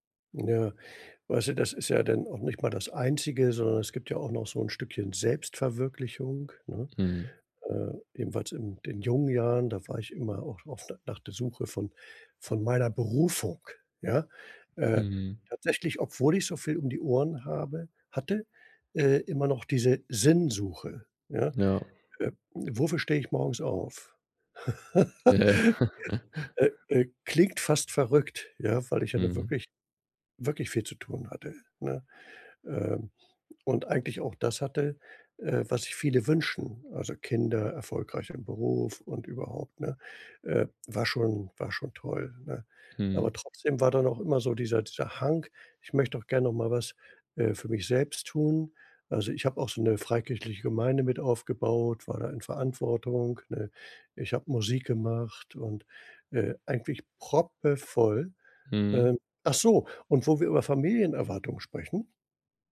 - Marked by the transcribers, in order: laugh; laughing while speaking: "Ja"; giggle
- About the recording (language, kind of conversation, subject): German, advice, Wie kann ich mich von Familienerwartungen abgrenzen, ohne meine eigenen Wünsche zu verbergen?